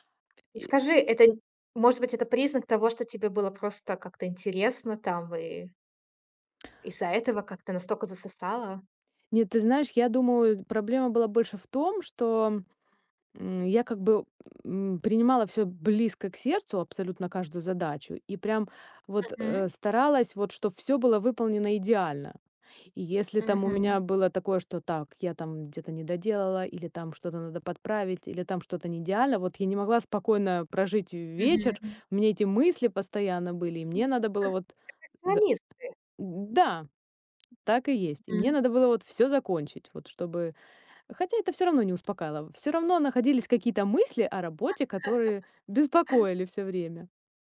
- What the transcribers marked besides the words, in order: unintelligible speech; laugh
- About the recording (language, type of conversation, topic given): Russian, podcast, Как ты находишь баланс между работой и домом?